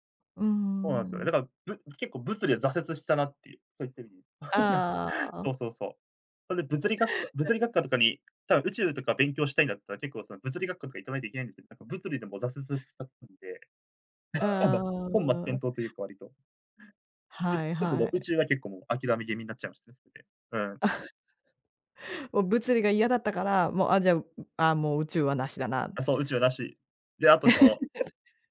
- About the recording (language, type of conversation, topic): Japanese, podcast, 好きなことを仕事にすべきだと思いますか？
- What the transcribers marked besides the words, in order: chuckle; tapping; unintelligible speech; chuckle; chuckle; unintelligible speech